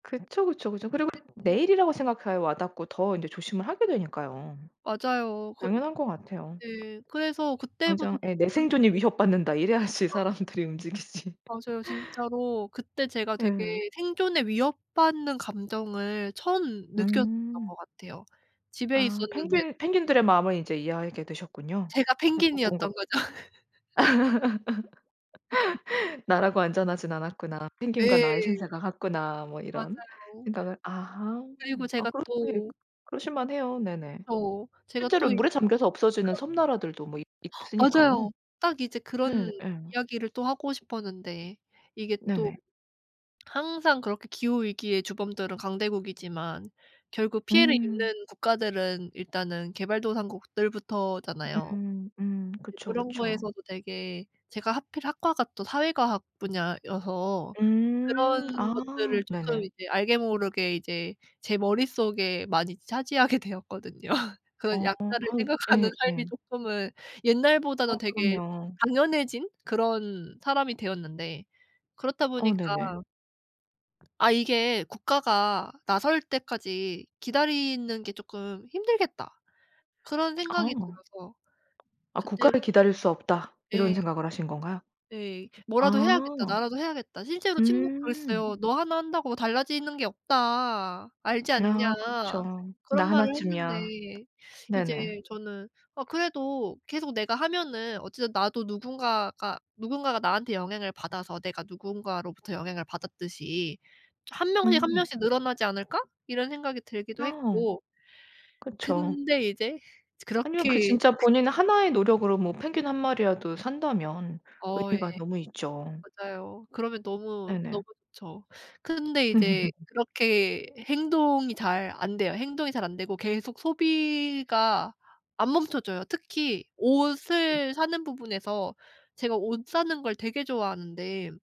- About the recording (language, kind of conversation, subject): Korean, advice, 환경 가치와 불필요한 소비 사이에서 갈등하는 상황을 설명해 주실 수 있나요?
- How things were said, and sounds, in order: tapping; laughing while speaking: "이래야지 사람들이 움직이지"; laugh; gasp; laughing while speaking: "차지하게 되었거든요"; other background noise; laugh